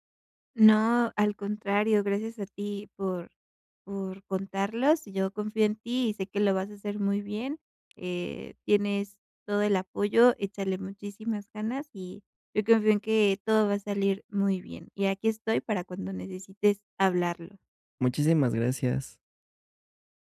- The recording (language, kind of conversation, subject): Spanish, advice, Agotamiento por multitarea y ruido digital
- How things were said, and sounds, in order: none